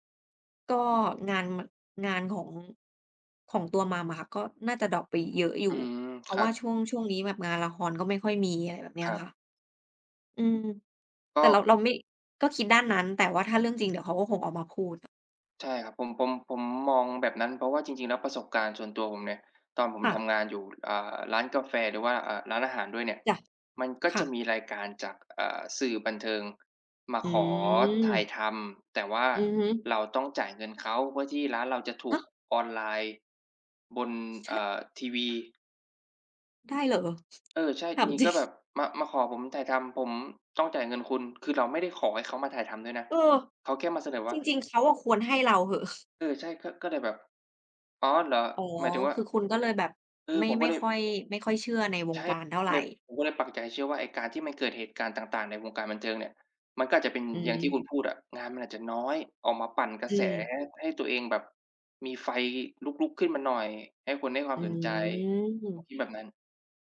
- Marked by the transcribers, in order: other background noise; drawn out: "อืม"; drawn out: "อืม"
- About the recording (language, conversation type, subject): Thai, unstructured, ทำไมคนถึงชอบติดตามดราม่าของดาราในโลกออนไลน์?